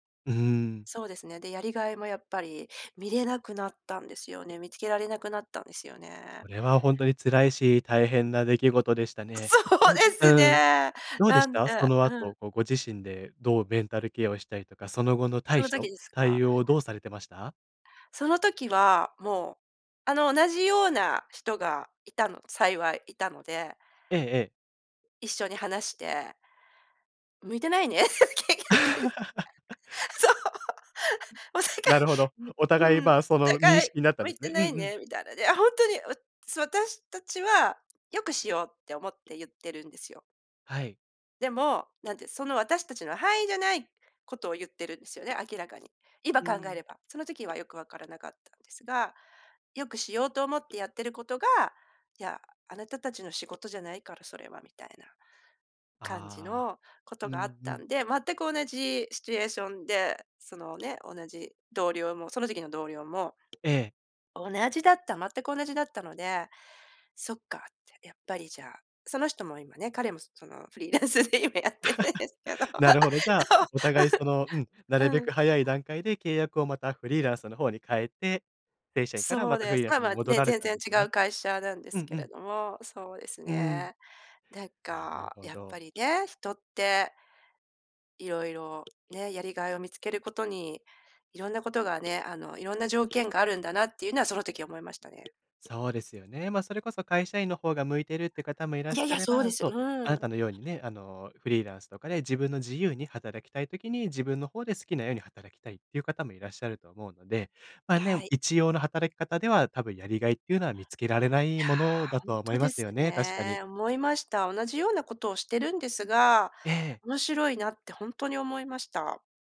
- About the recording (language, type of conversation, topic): Japanese, podcast, 仕事でやりがいをどう見つけましたか？
- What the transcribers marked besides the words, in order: unintelligible speech; laughing while speaking: "そうですね"; tapping; laughing while speaking: "向いてないね、結局。そう。おさかい"; laugh; laughing while speaking: "フリーランスで今やってるんですけど。そう、わふ"; chuckle